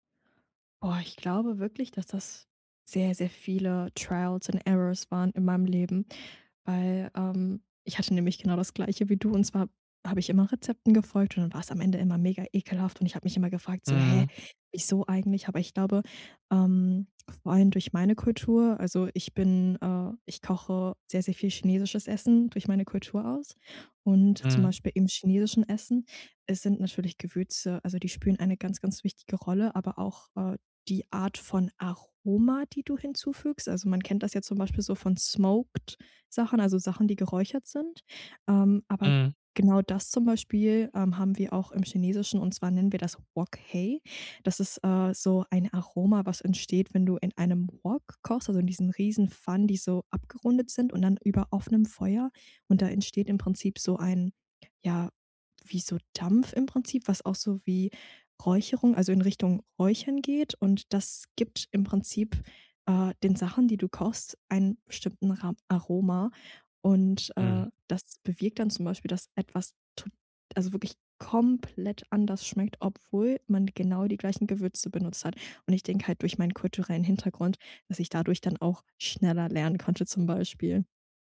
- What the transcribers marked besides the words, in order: in English: "trials and errors"; in English: "smoked"; in Chinese: "Wok Hei"; stressed: "komplett"
- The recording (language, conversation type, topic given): German, podcast, Wie würzt du, ohne nach Rezept zu kochen?